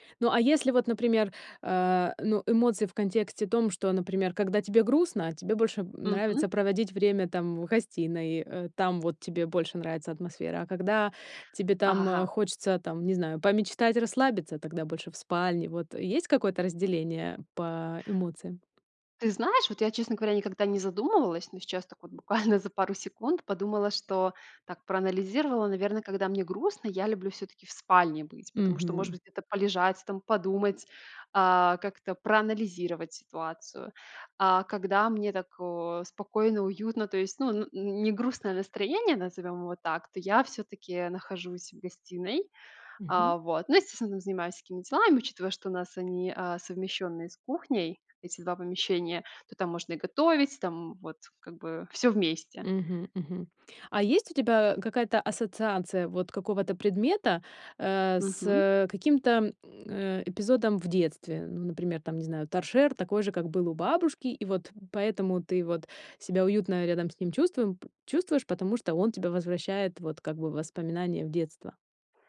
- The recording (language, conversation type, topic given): Russian, podcast, Где в доме тебе уютнее всего и почему?
- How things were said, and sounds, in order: tapping; laughing while speaking: "за пару"